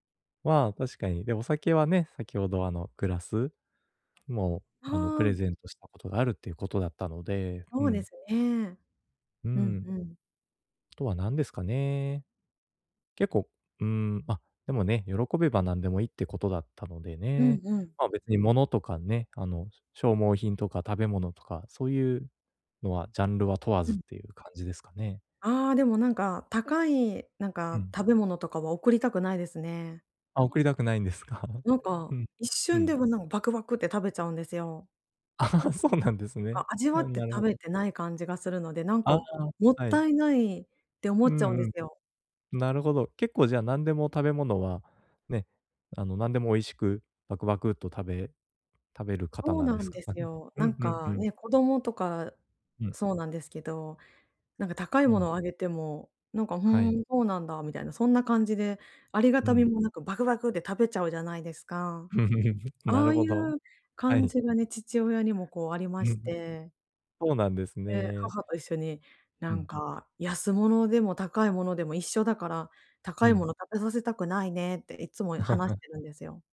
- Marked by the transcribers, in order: laugh; tapping; chuckle; laugh
- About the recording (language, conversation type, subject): Japanese, advice, 相手にぴったりのプレゼントはどう選べばいいですか？